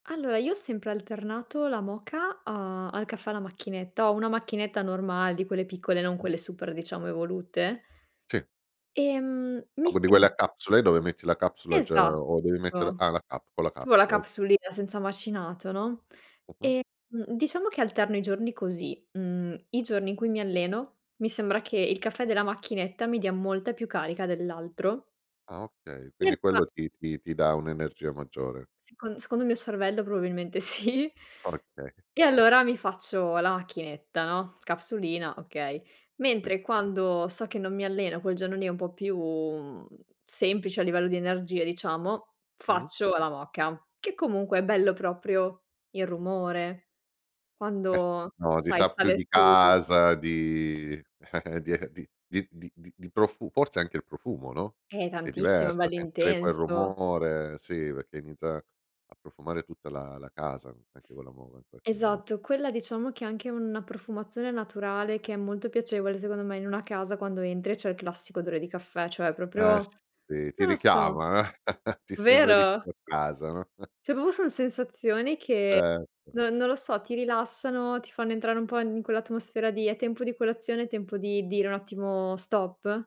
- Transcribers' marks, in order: other background noise; tapping; "vuole" said as "vuò"; laughing while speaking: "sì!"; chuckle; "inizia" said as "iniza"; chuckle; "Cioè" said as "Ceh"; chuckle; "proprio" said as "popo"
- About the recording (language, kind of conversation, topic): Italian, podcast, Che ruolo ha il caffè nella tua mattina?
- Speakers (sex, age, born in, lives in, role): female, 25-29, Italy, Italy, guest; male, 50-54, Germany, Italy, host